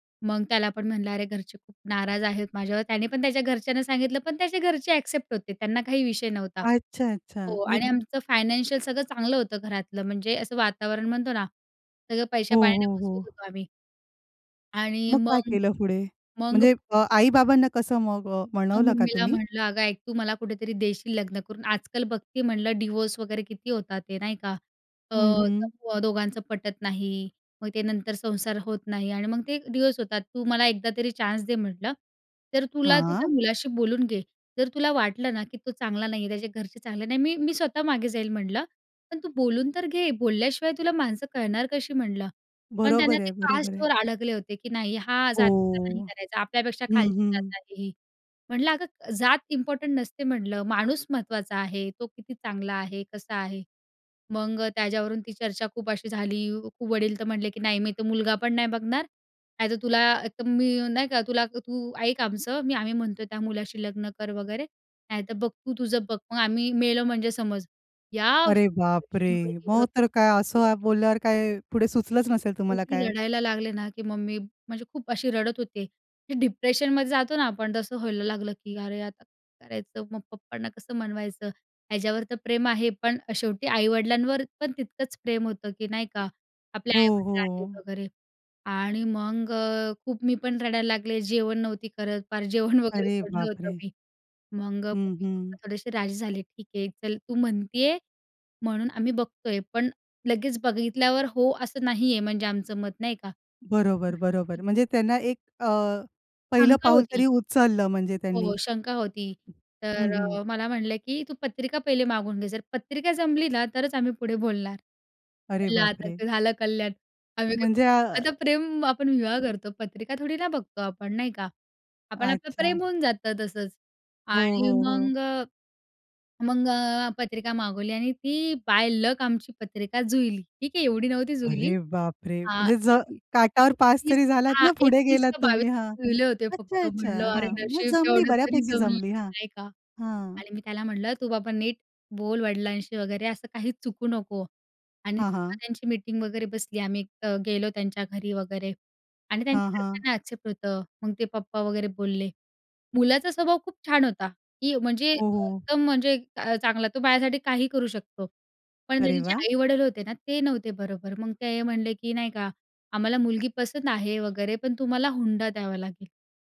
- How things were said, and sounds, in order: other noise; "पुढे" said as "फुडे"; in English: "डिवोर्स"; in English: "डिवोर्स"; in English: "इम्पोर्टंट"; unintelligible speech; in English: "डिप्रेशनमध्ये"; tapping; "पुढे" said as "फुडे"; in English: "मीटिंग"; in English: "एक्सेप्ट"
- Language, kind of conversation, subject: Marathi, podcast, लग्नाबद्दल कुटुंबाच्या अपेक्षा तुला कशा वाटतात?